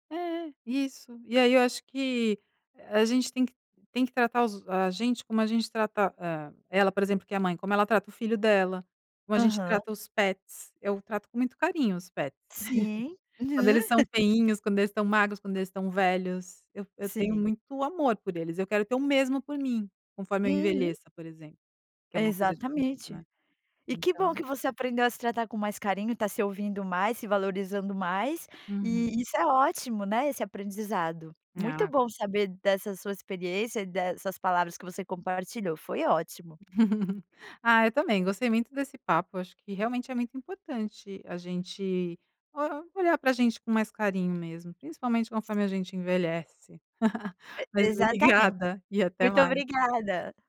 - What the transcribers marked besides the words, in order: laugh; unintelligible speech; laugh; chuckle; tapping; other background noise; chuckle; laughing while speaking: "obrigada"
- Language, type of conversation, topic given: Portuguese, podcast, Como você aprendeu a se tratar com mais carinho?